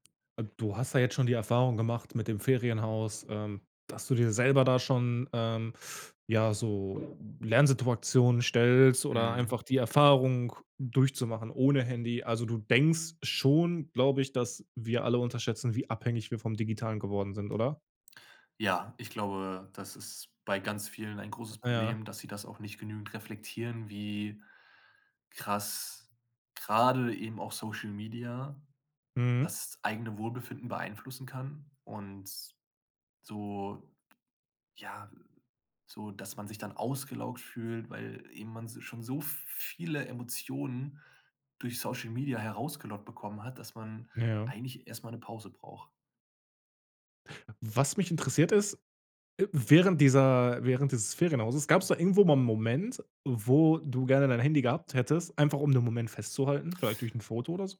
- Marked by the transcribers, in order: dog barking; stressed: "denkst"; other background noise; stressed: "viele"
- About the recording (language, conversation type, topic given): German, podcast, Wie wichtig ist dir eine digitale Auszeit?